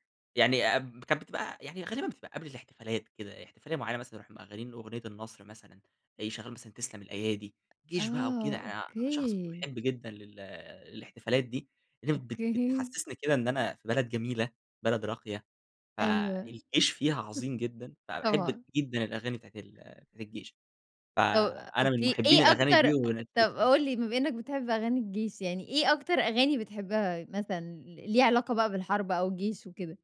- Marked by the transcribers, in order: tapping; chuckle; unintelligible speech
- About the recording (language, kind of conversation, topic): Arabic, podcast, إيه اللحن أو الأغنية اللي مش قادرة تطلعيها من دماغك؟